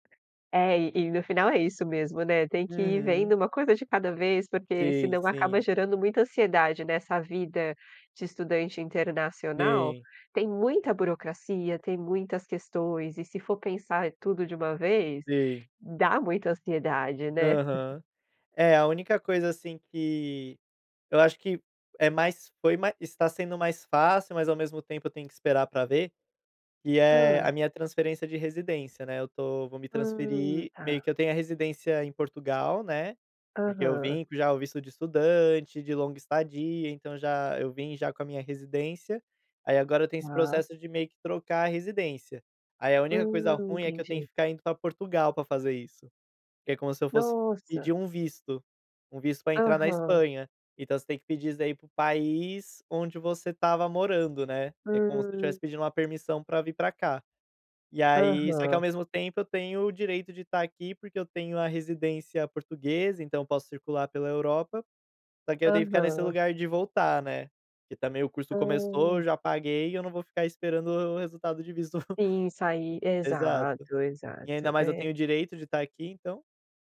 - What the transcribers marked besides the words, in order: tapping; chuckle; chuckle
- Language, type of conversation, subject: Portuguese, podcast, Me conte sobre uma viagem que mudou sua vida?